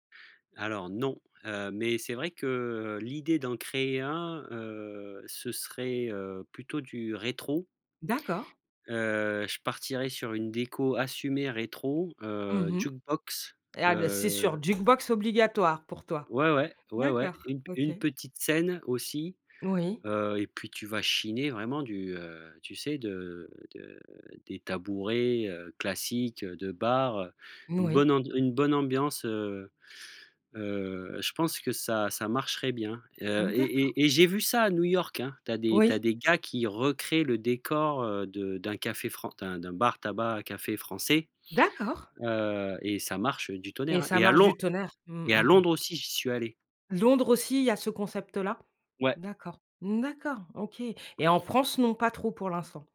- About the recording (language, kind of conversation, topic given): French, podcast, Qu’est-ce qu’un café de quartier animé change vraiment ?
- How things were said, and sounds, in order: stressed: "non"; drawn out: "heu"; tapping